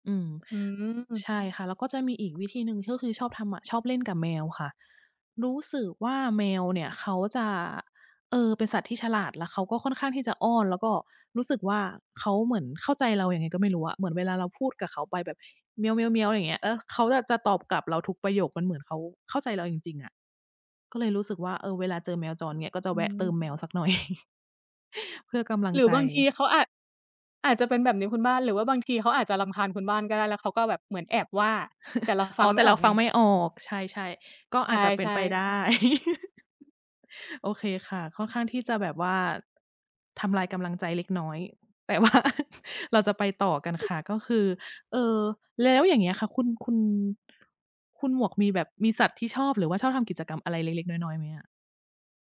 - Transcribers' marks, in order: chuckle; chuckle; chuckle; laughing while speaking: "ว่า"; other noise
- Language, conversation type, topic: Thai, unstructured, คุณผ่อนคลายอย่างไรหลังเลิกงาน?